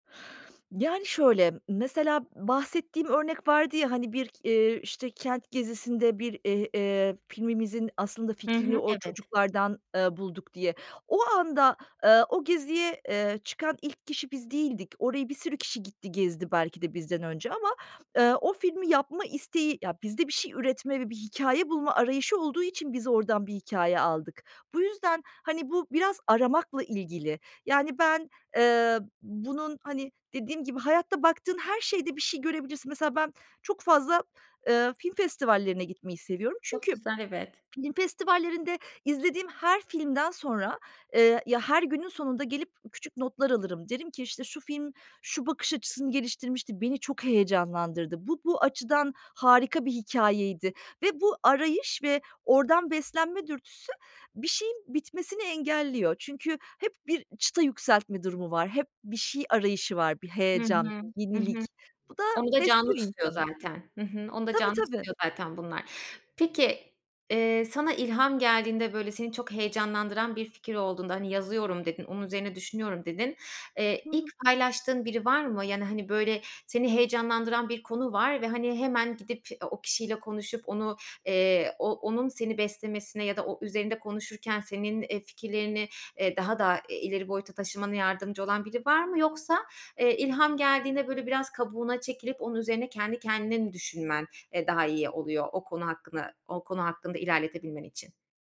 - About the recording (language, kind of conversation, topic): Turkish, podcast, Anlık ilham ile planlı çalışma arasında nasıl gidip gelirsin?
- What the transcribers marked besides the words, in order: other background noise; swallow; tapping